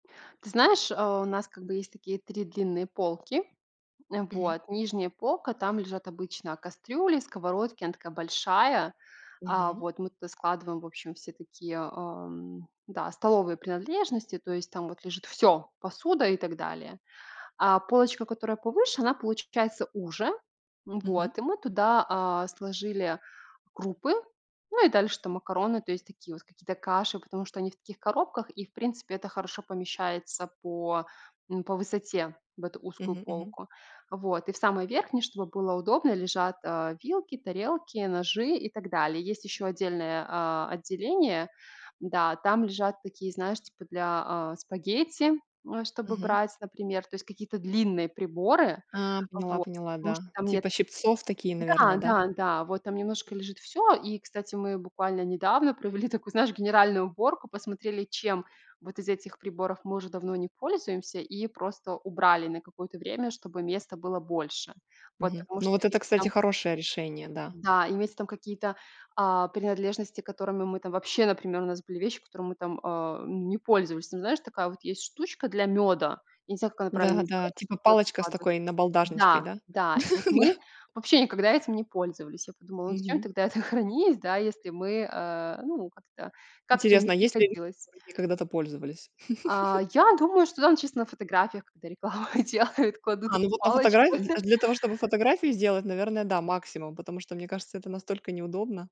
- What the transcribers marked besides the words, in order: tapping; laughing while speaking: "провели"; laughing while speaking: "Да-да"; chuckle; laughing while speaking: "это"; chuckle; laughing while speaking: "рекламу делают"; chuckle
- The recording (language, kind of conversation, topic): Russian, podcast, Как организовать кухонные шкафчики, чтобы всё было под рукой?